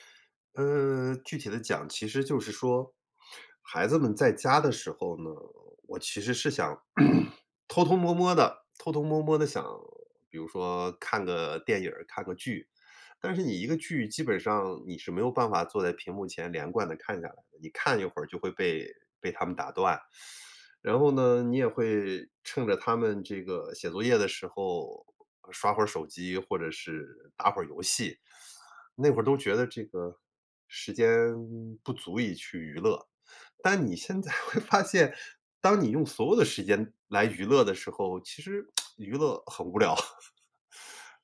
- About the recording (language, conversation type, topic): Chinese, advice, 子女离家后，空巢期的孤独感该如何面对并重建自己的生活？
- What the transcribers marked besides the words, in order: throat clearing; teeth sucking; laughing while speaking: "现在会发现"; tsk; chuckle